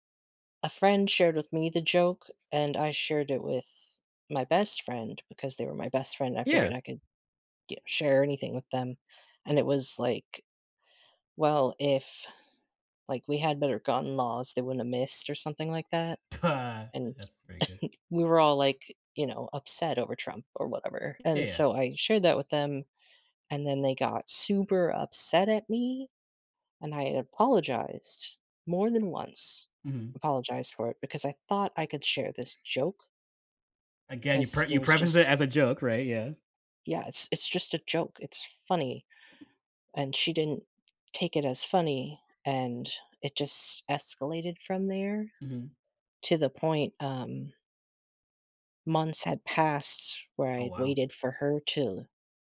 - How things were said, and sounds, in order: laugh; other animal sound; chuckle; other background noise; tapping
- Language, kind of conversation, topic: English, unstructured, What worries you most about losing a close friendship because of a misunderstanding?
- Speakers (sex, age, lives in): male, 30-34, United States; male, 35-39, United States